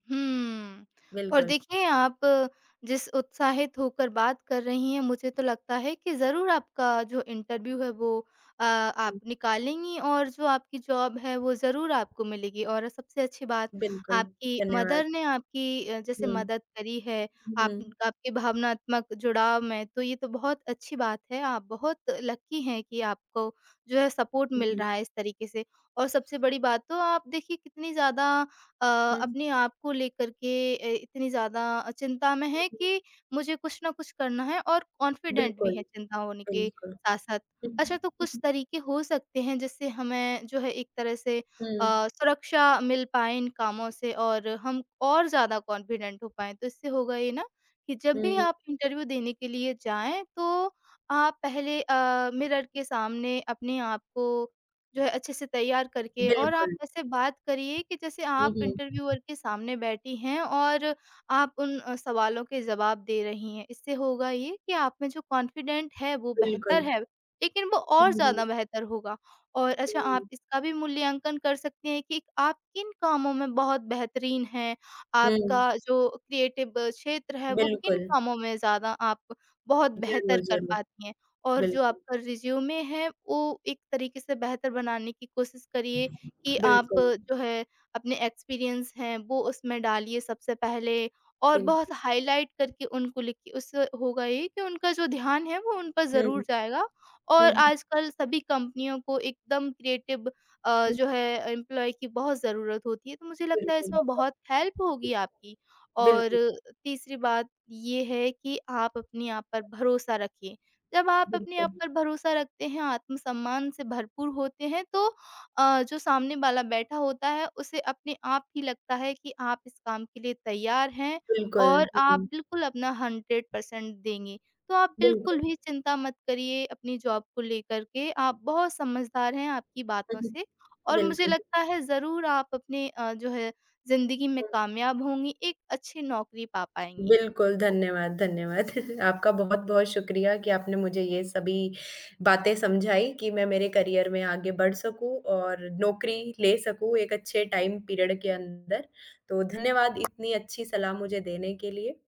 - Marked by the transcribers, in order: in English: "इंटरव्यू"; in English: "जॉब"; in English: "मदर"; in English: "लकी"; in English: "सपोर्ट"; in English: "कॉन्फिडेंट"; unintelligible speech; in English: "कॉन्फिडेंट"; in English: "इंटरव्यू"; in English: "मिरर"; in English: "इंटरव्यूअर"; in English: "कॉन्फिडेंट"; in English: "क्रिएटिव"; in English: "रिज़्यूमे"; other background noise; in English: "एक्सपीरियंस"; in English: "हाइलाइट"; in English: "क्रिएटिव"; in English: "एम्प्लॉयी"; unintelligible speech; in English: "हेल्प"; in English: "हंड्रेड पर्सेंट"; in English: "जॉब"; chuckle; in English: "करियर"; in English: "टाइम पीरियड"; tapping
- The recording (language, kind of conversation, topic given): Hindi, advice, नौकरी छूटने के बाद भविष्य को लेकर आप किस तरह की अनिश्चितता और चिंता महसूस कर रहे हैं?